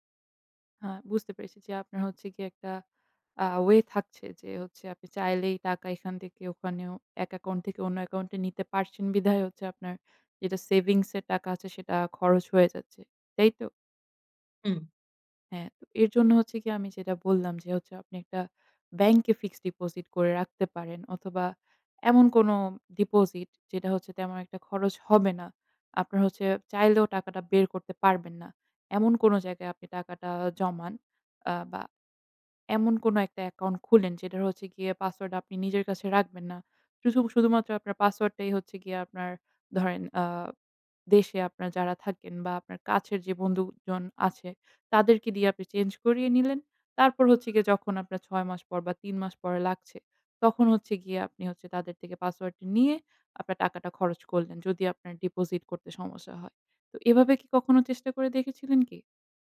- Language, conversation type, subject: Bengali, advice, ক্যাশফ্লো সমস্যা: বেতন, বিল ও অপারেটিং খরচ মেটাতে উদ্বেগ
- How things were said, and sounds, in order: "তাই" said as "তেই"